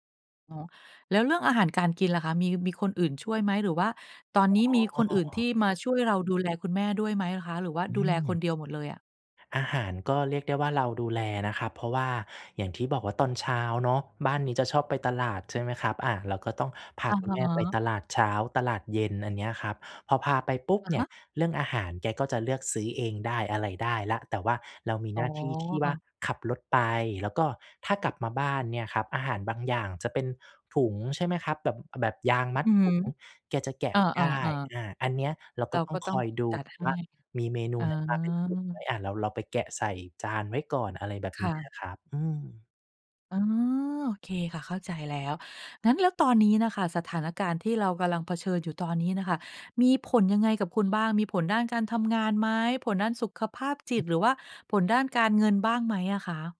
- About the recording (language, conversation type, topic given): Thai, advice, คุณกำลังดูแลผู้สูงอายุหรือคนป่วยจนไม่มีเวลาส่วนตัวใช่ไหม?
- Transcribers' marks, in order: tapping; other background noise